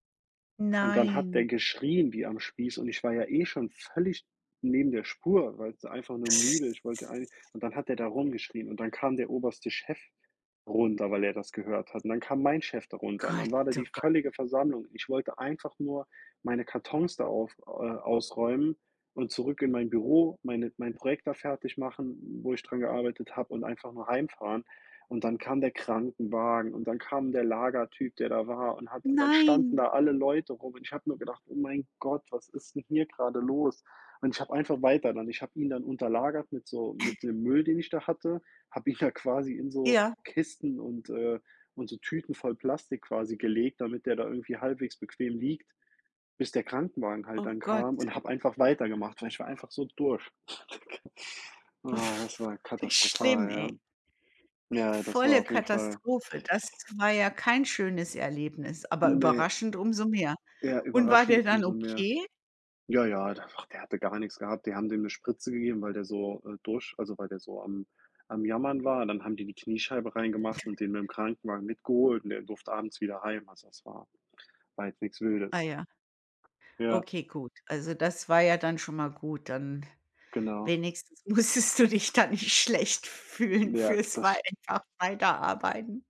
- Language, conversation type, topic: German, unstructured, Was war dein überraschendstes Erlebnis bei der Arbeit?
- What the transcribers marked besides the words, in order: sad: "Nein"; teeth sucking; other background noise; afraid: "Nein"; chuckle; laughing while speaking: "ihn"; chuckle; snort; laughing while speaking: "musstest du dich da nicht schlecht fühlen für's wei"